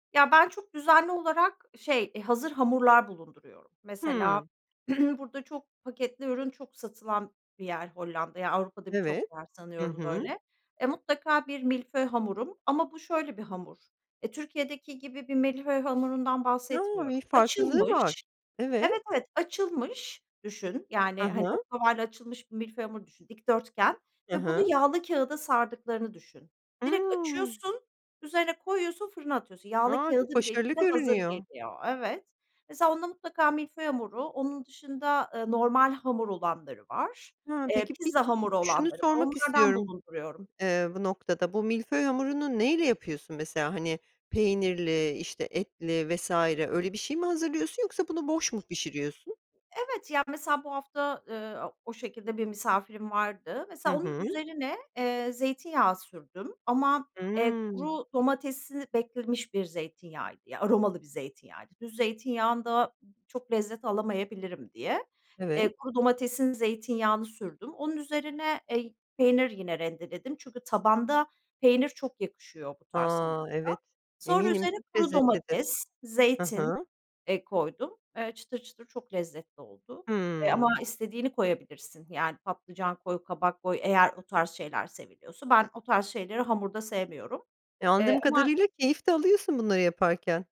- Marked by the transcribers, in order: other background noise; throat clearing; tapping
- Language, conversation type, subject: Turkish, podcast, Hızlı bir akşam yemeği hazırlarken genelde neler yaparsın?